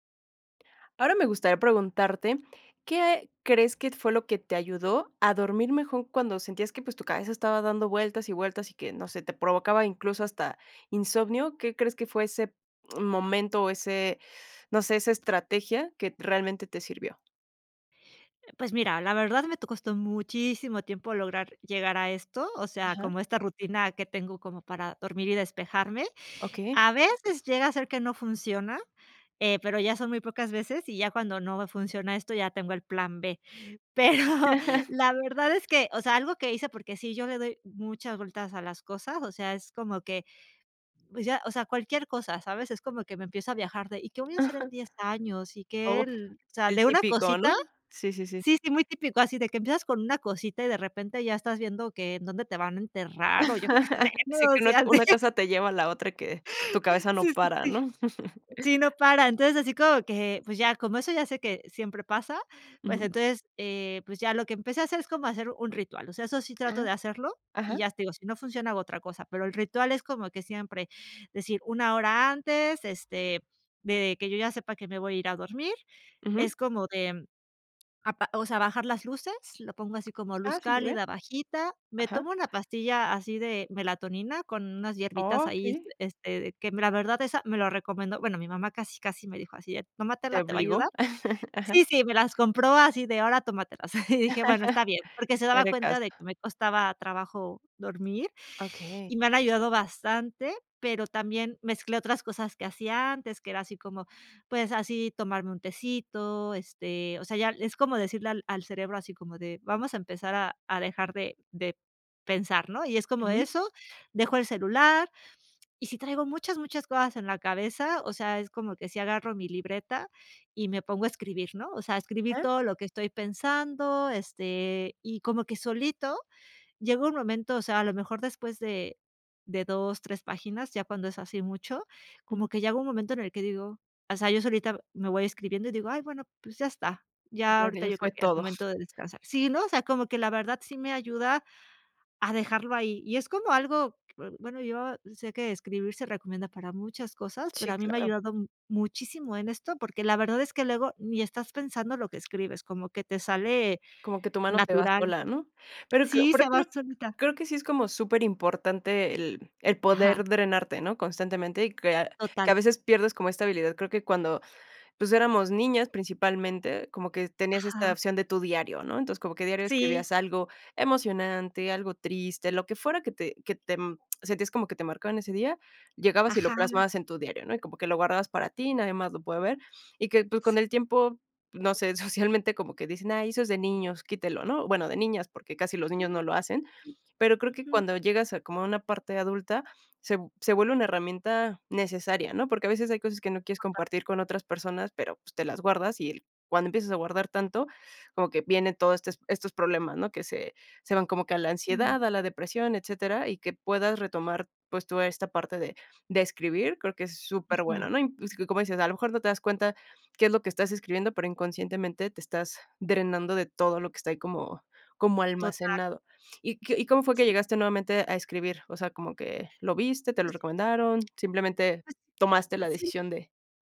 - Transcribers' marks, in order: "mejor" said as "mejón"; other background noise; laughing while speaking: "Pero"; laugh; laugh; laughing while speaking: "O sea, sí"; chuckle; "ya" said as "yas"; laugh; laugh; chuckle; lip smack; chuckle
- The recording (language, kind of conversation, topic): Spanish, podcast, ¿Qué te ayuda a dormir mejor cuando la cabeza no para?